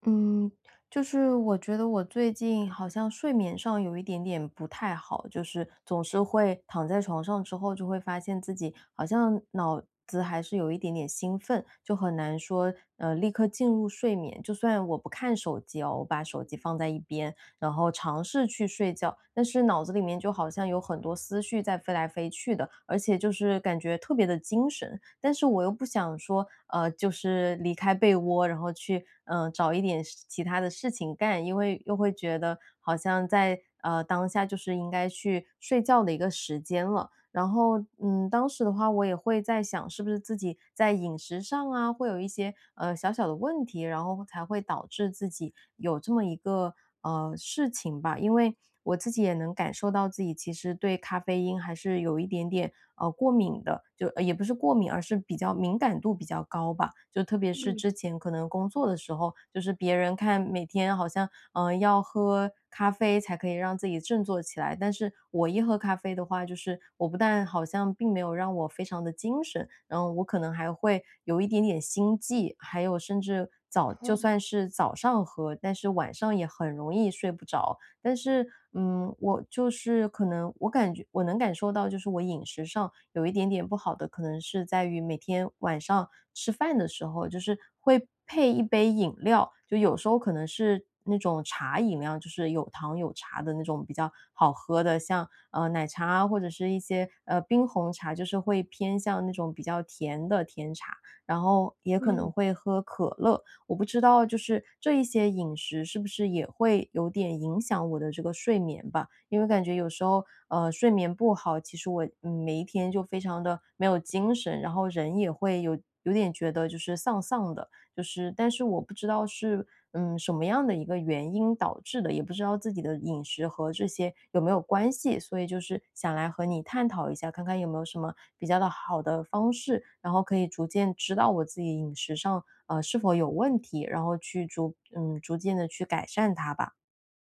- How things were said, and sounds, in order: none
- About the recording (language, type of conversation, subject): Chinese, advice, 怎样通过调整饮食来改善睡眠和情绪？